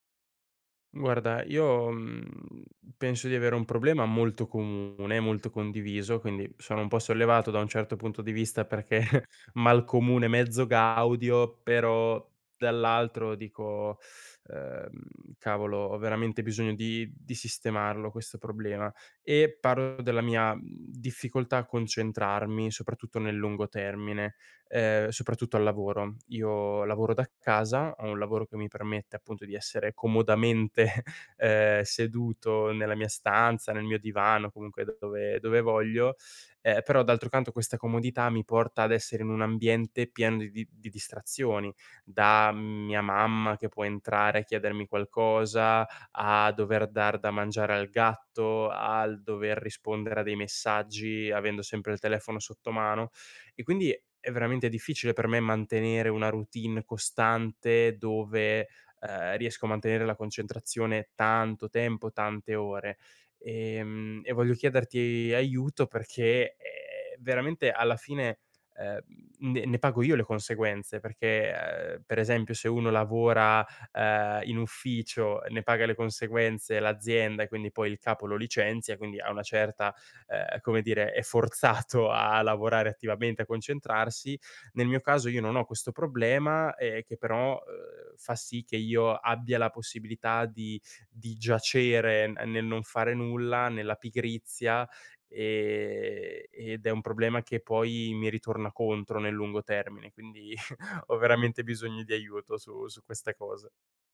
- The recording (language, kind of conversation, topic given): Italian, advice, Come posso mantenere una concentrazione costante durante le sessioni di lavoro pianificate?
- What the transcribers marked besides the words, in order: chuckle; teeth sucking; chuckle; teeth sucking; laughing while speaking: "forzato"; chuckle